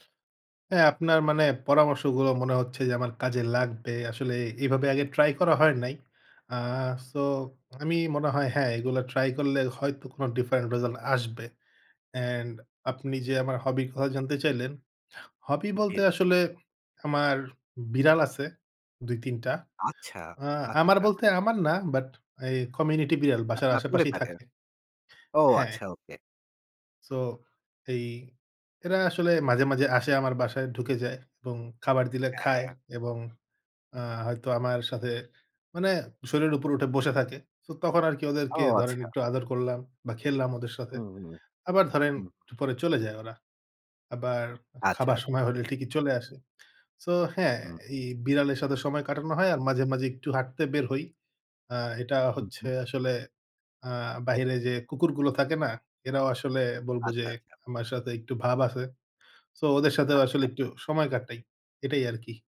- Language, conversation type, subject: Bengali, advice, বর্তমান মুহূর্তে মনোযোগ ধরে রাখতে আপনার মন বারবার কেন বিচলিত হয়?
- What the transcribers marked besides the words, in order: in English: "different result"; in English: "community"; unintelligible speech